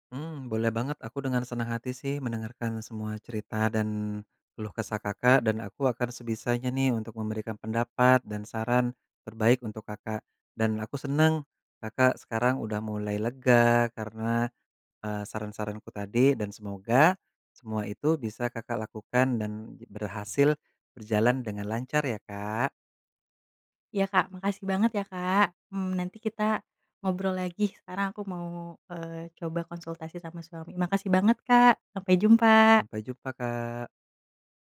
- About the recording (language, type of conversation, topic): Indonesian, advice, Bagaimana cara mengatasi trauma setelah kegagalan besar yang membuat Anda takut mencoba lagi?
- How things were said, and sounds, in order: none